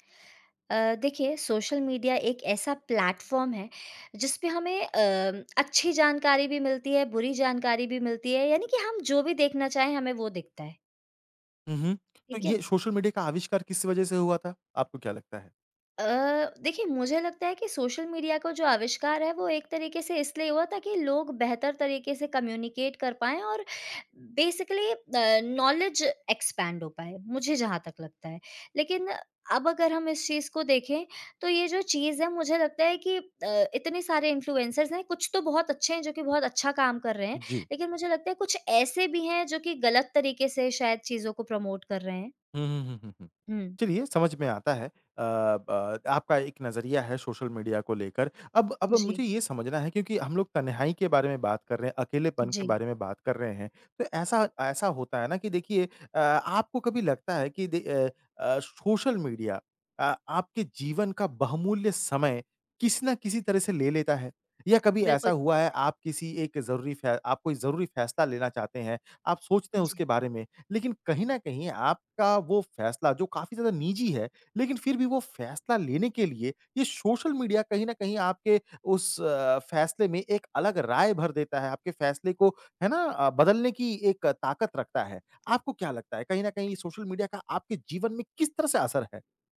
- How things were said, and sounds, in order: in English: "कम्युनिकेट"; in English: "बेसिकली"; in English: "नॉलेज एक्सपैंड"; in English: "प्रमोट"
- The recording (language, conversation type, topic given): Hindi, podcast, क्या सोशल मीडिया ने आपकी तन्हाई कम की है या बढ़ाई है?